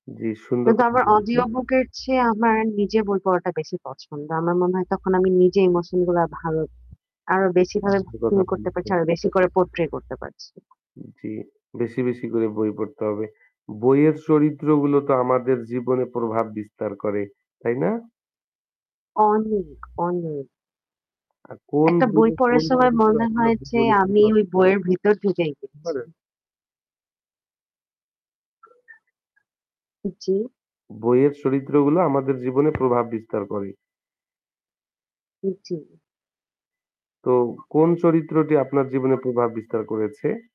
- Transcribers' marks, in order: mechanical hum; static; other background noise; in English: "পোর্ট্রে"; alarm
- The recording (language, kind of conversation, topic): Bengali, unstructured, আপনি কোন ধরনের বই পড়তে সবচেয়ে বেশি পছন্দ করেন?